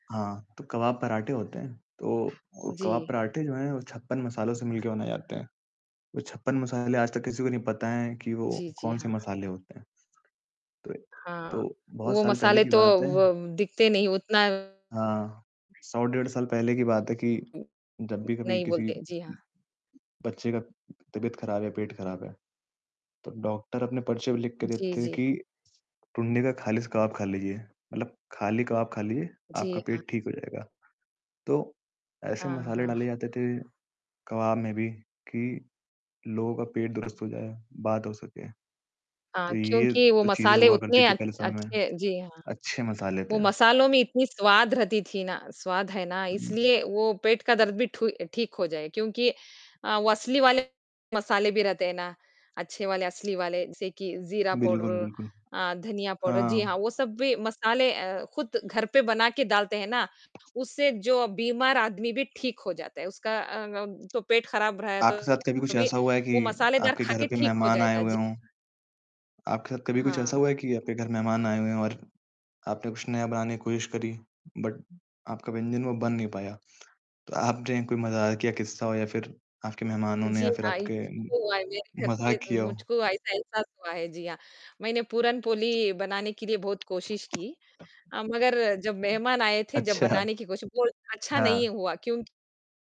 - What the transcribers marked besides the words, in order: other background noise; mechanical hum; distorted speech; static; tapping; other noise; horn; in English: "बट"; unintelligible speech; laughing while speaking: "अच्छा"
- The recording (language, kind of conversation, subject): Hindi, unstructured, क्या आपको नए व्यंजन आज़माना पसंद है, और क्यों?